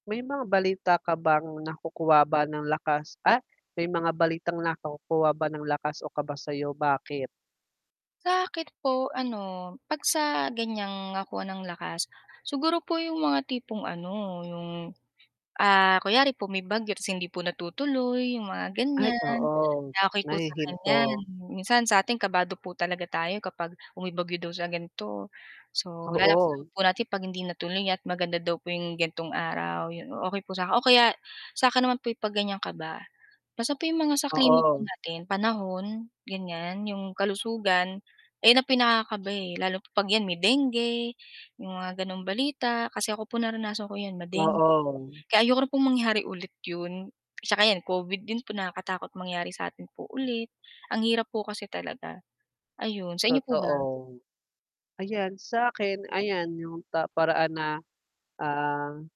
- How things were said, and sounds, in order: tapping; other background noise; mechanical hum; distorted speech; static
- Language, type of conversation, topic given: Filipino, unstructured, Ano ang reaksyon mo sa mga balita tungkol sa kalusugan at pandemya?